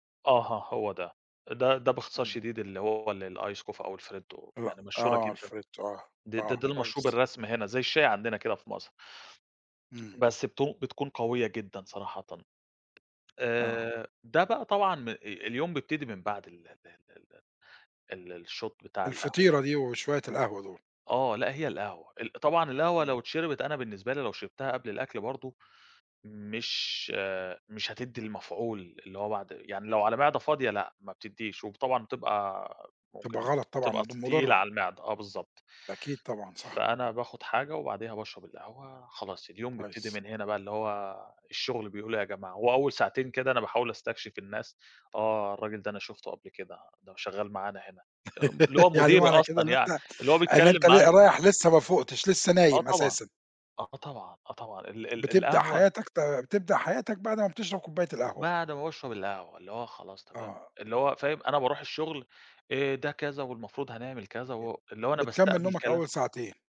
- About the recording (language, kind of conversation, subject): Arabic, podcast, بتحكيلي عن يوم شغل عادي عندك؟
- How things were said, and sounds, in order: in English: "الice coffee"; in Italian: "الfreddo"; in Italian: "الfreddo"; tapping; in English: "الshot"; laugh